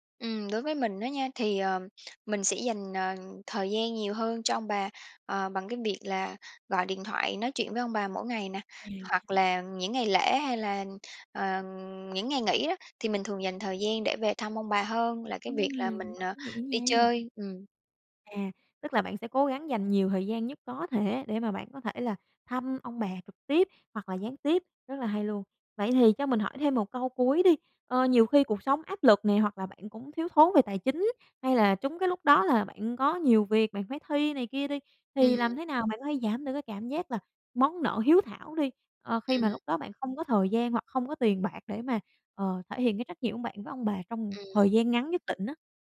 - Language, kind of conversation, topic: Vietnamese, podcast, Bạn thấy trách nhiệm chăm sóc ông bà nên thuộc về thế hệ nào?
- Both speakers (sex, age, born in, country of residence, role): female, 25-29, Vietnam, Vietnam, host; female, 30-34, Vietnam, Vietnam, guest
- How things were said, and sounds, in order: stressed: "có thể"; tapping